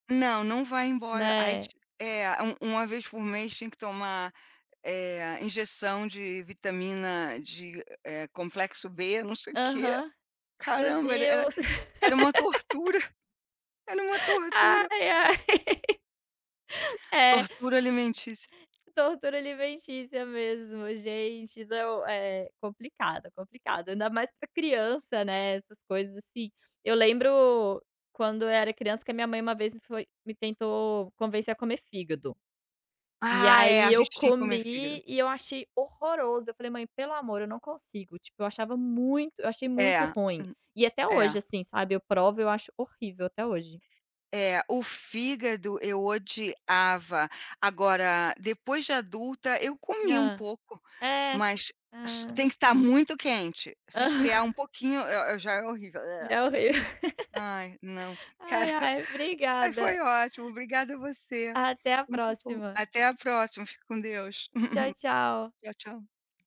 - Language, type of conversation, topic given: Portuguese, unstructured, Qual prato traz mais lembranças da sua infância?
- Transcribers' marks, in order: laugh; laughing while speaking: "Ai, ai"; other background noise; tapping; stressed: "odiava"; chuckle; laughing while speaking: "Já é horrível"; disgusted: "ergh"; laugh; chuckle; chuckle